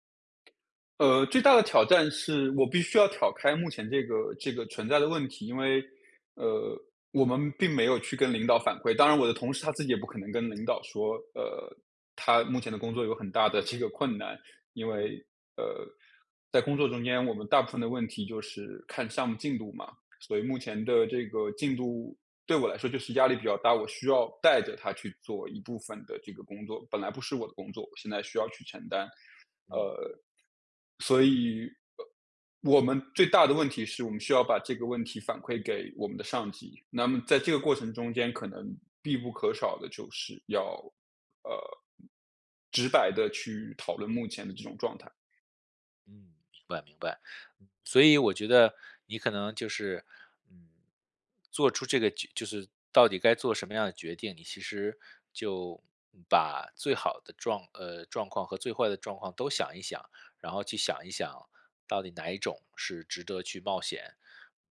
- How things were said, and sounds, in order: tapping; other background noise
- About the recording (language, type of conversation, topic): Chinese, advice, 如何在不伤害同事感受的情况下给出反馈？